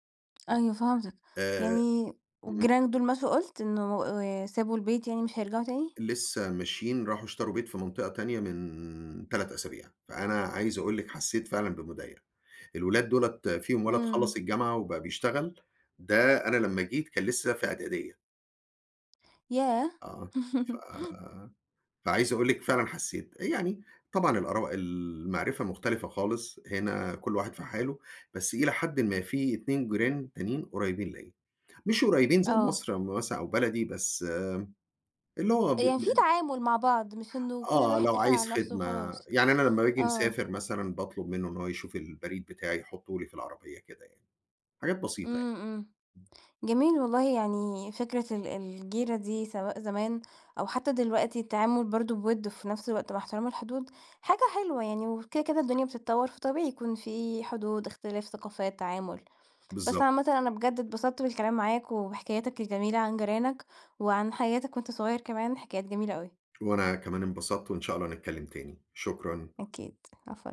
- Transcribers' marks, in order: other background noise; laugh; unintelligible speech; tapping
- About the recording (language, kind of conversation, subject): Arabic, podcast, إيه معنى كلمة جيرة بالنسبة لك؟